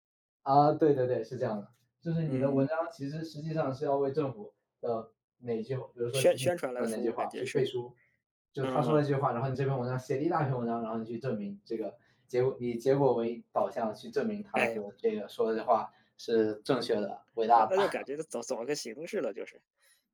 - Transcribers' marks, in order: other background noise; chuckle
- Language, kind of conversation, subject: Chinese, unstructured, 你曾经因为某些文化习俗而感到惊讶吗？